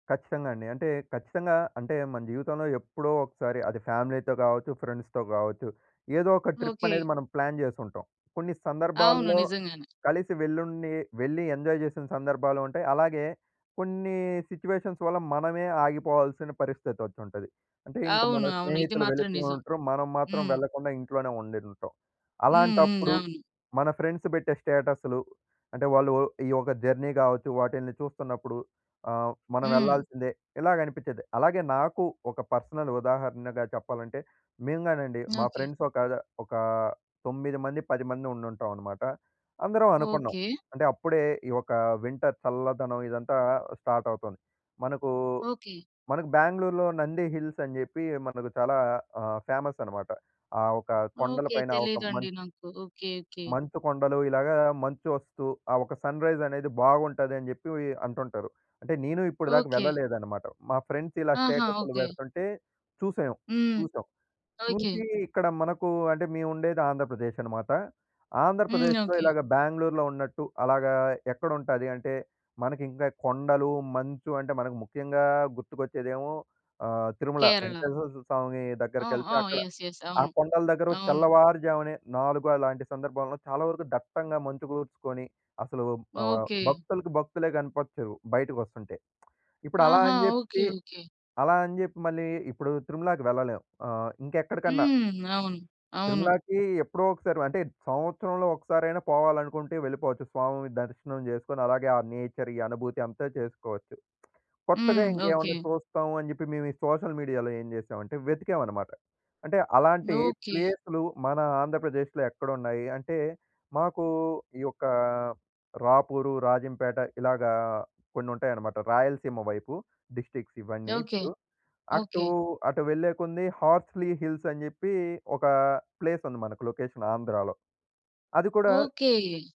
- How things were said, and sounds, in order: tapping; in English: "ఫ్యామిలీ‌తో"; in English: "ఫ్రెండ్స్‌తో"; in English: "ట్రిప్"; in English: "ప్లాన్"; in English: "ఎంజాయ్"; in English: "సిట్యుయేషన్స్"; in English: "ఫ్రెండ్స్"; in English: "జర్నీ"; in English: "పర్సనల్"; in English: "ఫ్రెండ్స్"; in English: "వింటర్"; in English: "స్టార్ట్"; in English: "హిల్స్"; in English: "ఫేమస్"; in English: "సన్రైజ్"; in English: "ఫ్రెండ్స్"; in English: "యెస్, యెస్"; lip smack; in English: "నేచర్"; in English: "సోషల్ మీడియా‌లో"; in English: "డిస్ట్రిక్ట్స్"; in English: "ప్లేస్"; in English: "లొకేషన్"
- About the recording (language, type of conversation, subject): Telugu, podcast, సోషల్ మీడియా చూసిన తర్వాత మీ ఉదయం మూడ్ మారుతుందా?